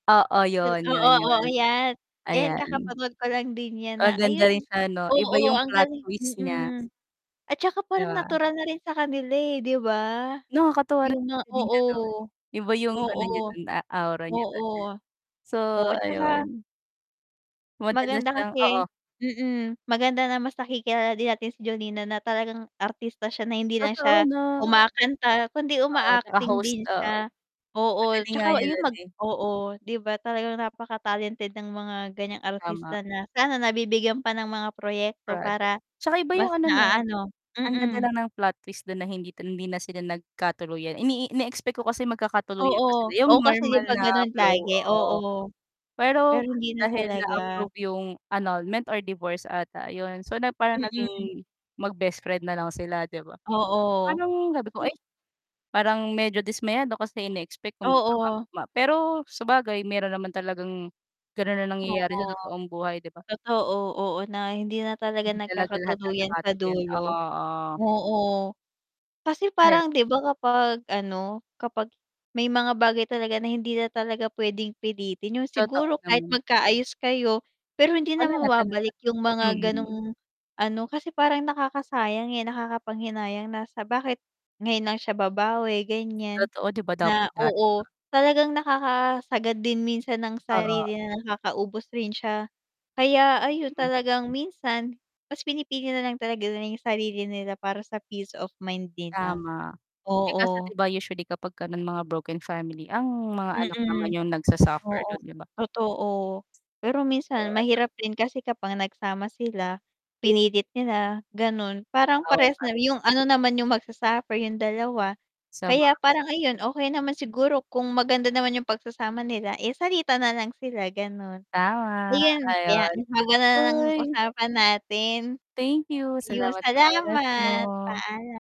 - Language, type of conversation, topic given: Filipino, unstructured, Ano ang pinakanakakaantig na eksenang napanood mo?
- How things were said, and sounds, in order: other background noise; wind; distorted speech; static; tapping; dog barking; unintelligible speech